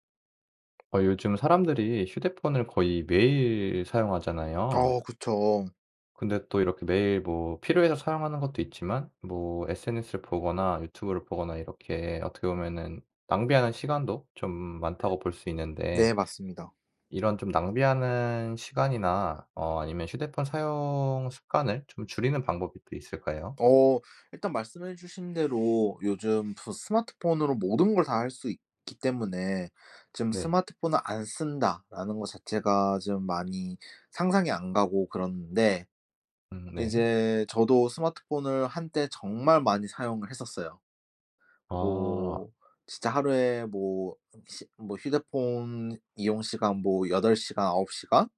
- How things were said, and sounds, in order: other background noise
- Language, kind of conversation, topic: Korean, podcast, 휴대폰 사용하는 습관을 줄이려면 어떻게 하면 좋을까요?